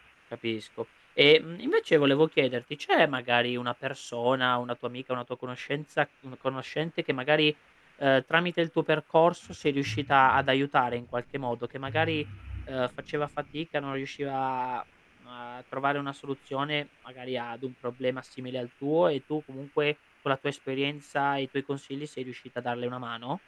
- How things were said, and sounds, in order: static; mechanical hum
- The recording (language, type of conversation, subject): Italian, podcast, Come si può parlare di salute mentale in famiglia?